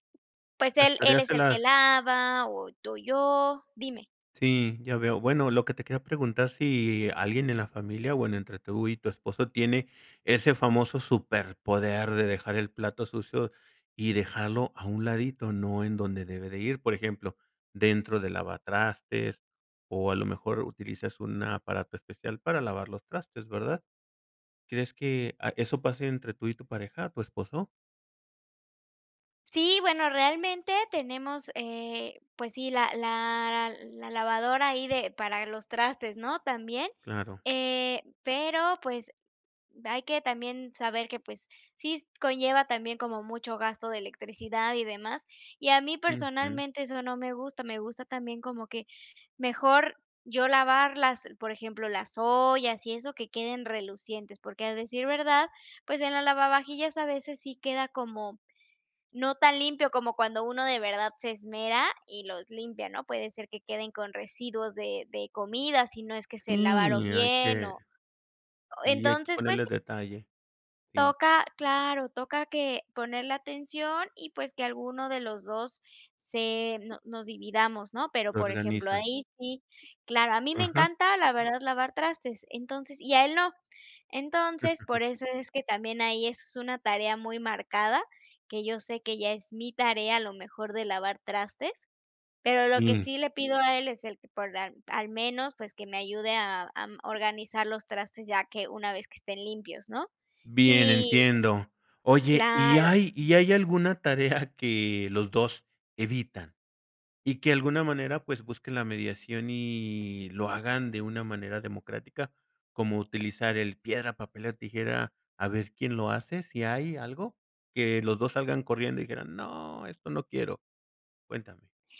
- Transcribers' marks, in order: tapping; other background noise; chuckle; chuckle
- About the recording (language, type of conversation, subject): Spanish, podcast, ¿Cómo organizas las tareas del hogar en familia?